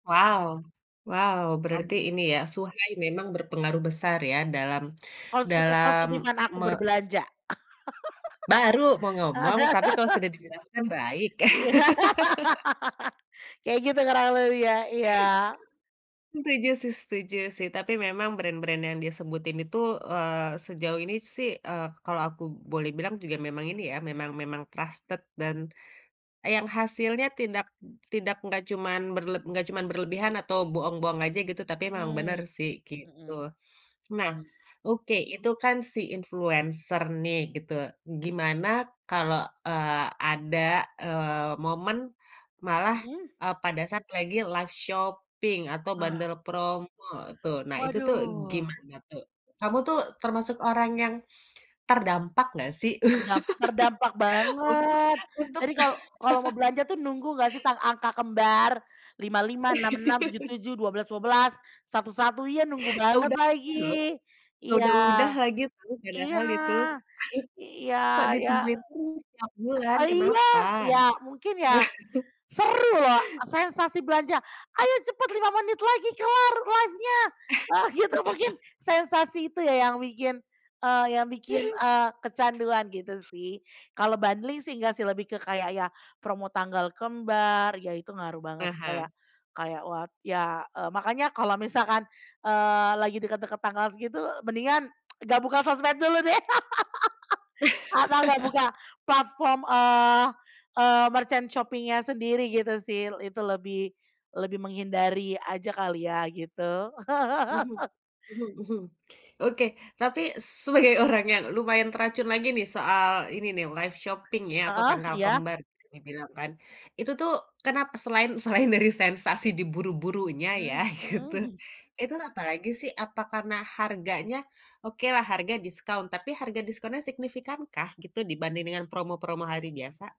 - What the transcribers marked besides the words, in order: unintelligible speech; unintelligible speech; laugh; other background noise; laugh; chuckle; in English: "trusted"; in English: "live shopping"; in English: "bundle"; tapping; laugh; laughing while speaking: "Untuk untuk"; laugh; laugh; chuckle; chuckle; laugh; in English: "live-nya"; laugh; in English: "bundling"; tsk; laugh; in English: "merchant shopping-nya"; laugh; laughing while speaking: "sebagai"; in English: "live shopping"; laughing while speaking: "selain"; laughing while speaking: "gitu"; chuckle
- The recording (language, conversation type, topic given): Indonesian, podcast, Bagaimana influencer mengubah cara kita berbelanja?